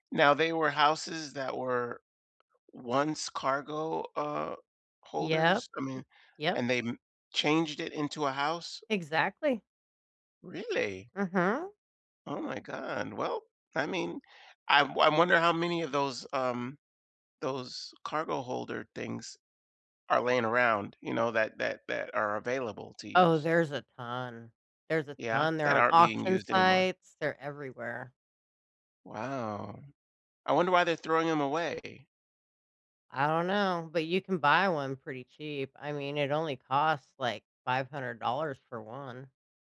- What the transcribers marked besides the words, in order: tapping; other background noise; surprised: "Really?"; surprised: "Oh my God. Well"
- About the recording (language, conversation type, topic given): English, unstructured, How do you feel about people cutting down forests for money?